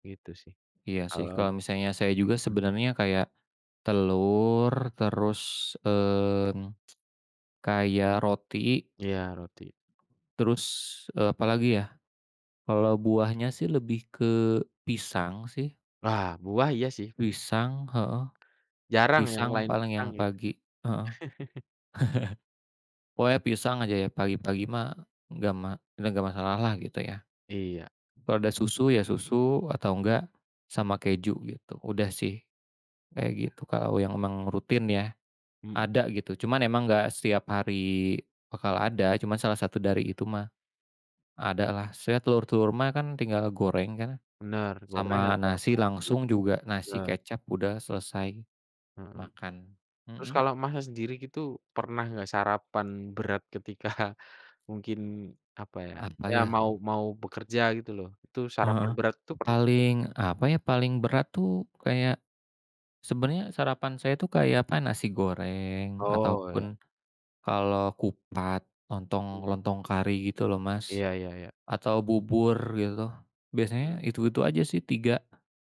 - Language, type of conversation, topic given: Indonesian, unstructured, Apa sarapan andalan Anda saat terburu-buru di pagi hari?
- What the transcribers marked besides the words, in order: tsk; chuckle